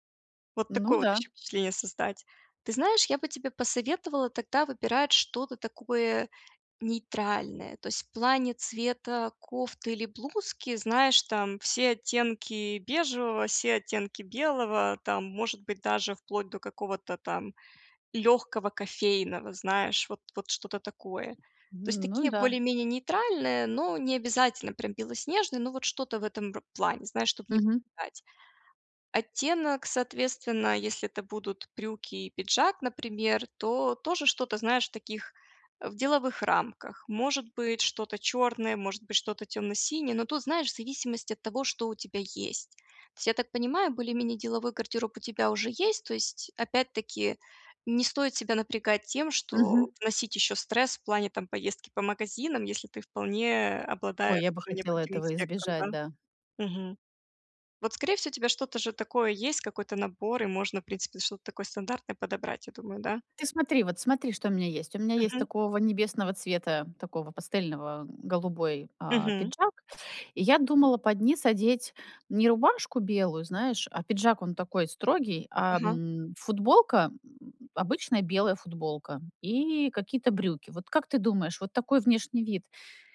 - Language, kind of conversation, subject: Russian, advice, Как справиться с тревогой перед важными событиями?
- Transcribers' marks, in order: tapping